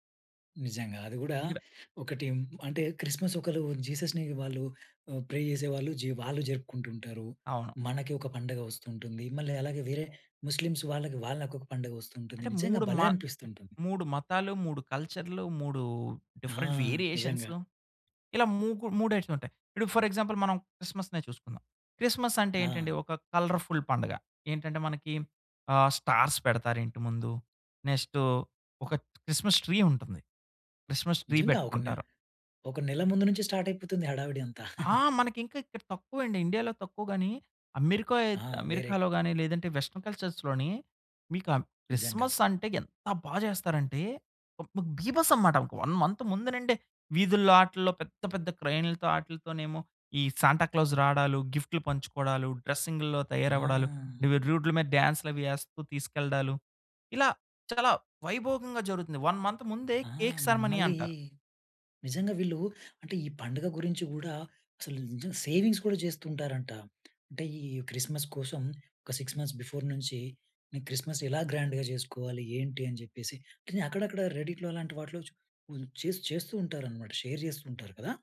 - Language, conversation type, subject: Telugu, podcast, పండుగల సమయంలో ఇంటి ఏర్పాట్లు మీరు ఎలా ప్రణాళిక చేసుకుంటారు?
- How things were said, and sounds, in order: in English: "ప్రే"; in English: "డిఫరెంట్"; in English: "టైప్స్"; in English: "ఫర్ ఎగ్జాంపుల్"; in English: "కలర్‌ఫుల్"; in English: "స్టార్స్"; in English: "ట్రీ"; in English: "ట్రీ"; in English: "స్టార్ట్"; giggle; in English: "వెస్టర్న్ కల్చర్స్"; stressed: "బా"; in English: "వన్ మంత్"; in English: "క్రైన్‌లతో"; in English: "సాంటా క్లాస్"; in English: "డ్రెసింగ్‌లో"; in English: "వన్ మంత్"; in English: "కేక్ సరమనీ"; in English: "సేవింగ్స్"; tapping; in English: "సిక్స్ మంత్స్ బిఫోర్"; in English: "గ్రాండ్‌గా"; in English: "రెడ్‌ఇట్‌లో"; in English: "షేర్"